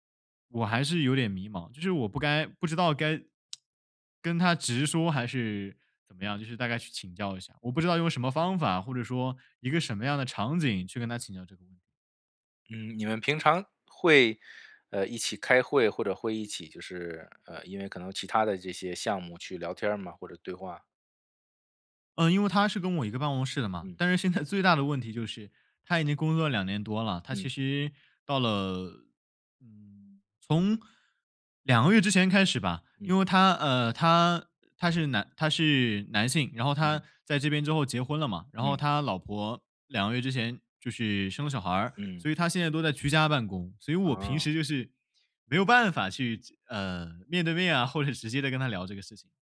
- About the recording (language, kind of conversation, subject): Chinese, advice, 在资金有限的情况下，我该如何确定资源分配的优先级？
- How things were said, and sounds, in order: tsk; laughing while speaking: "在"; laughing while speaking: "或者"